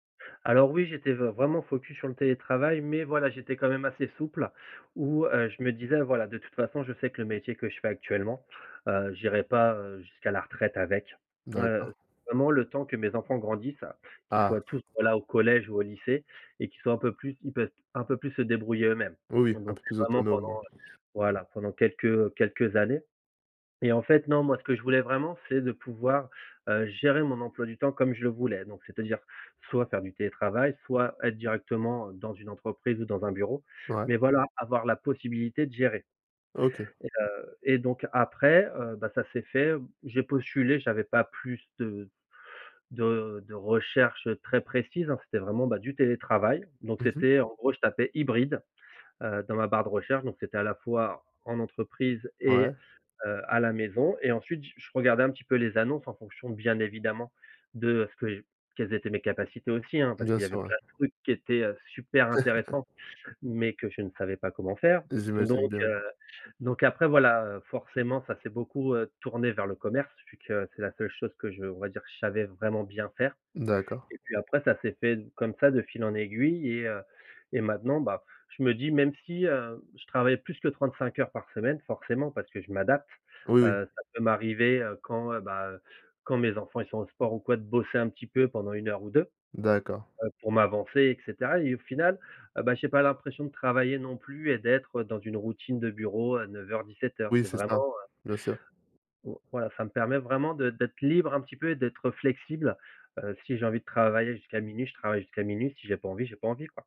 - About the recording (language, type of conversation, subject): French, podcast, Comment équilibrez-vous travail et vie personnelle quand vous télétravaillez à la maison ?
- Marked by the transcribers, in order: other background noise; stressed: "super"; chuckle